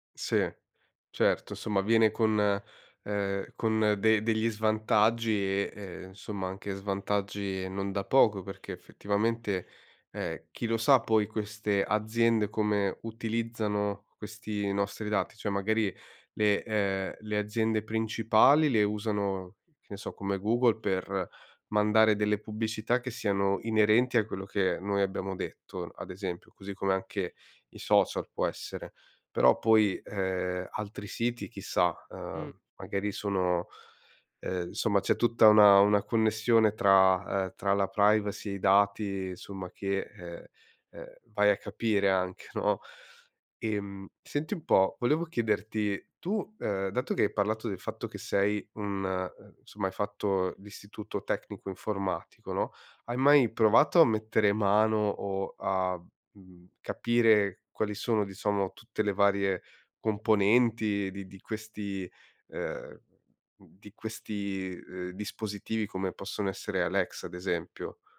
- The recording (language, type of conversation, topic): Italian, podcast, Cosa pensi delle case intelligenti e dei dati che raccolgono?
- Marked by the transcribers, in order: "insomma" said as "nsomma"; "pubblicità" said as "pubbicità"; laughing while speaking: "anche"